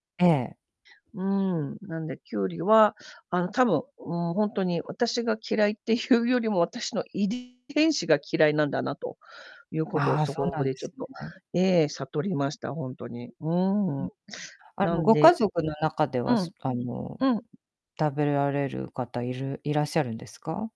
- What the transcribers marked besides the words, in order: other background noise; distorted speech; tapping
- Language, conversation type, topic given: Japanese, unstructured, 苦手な食べ物について、どう思いますか？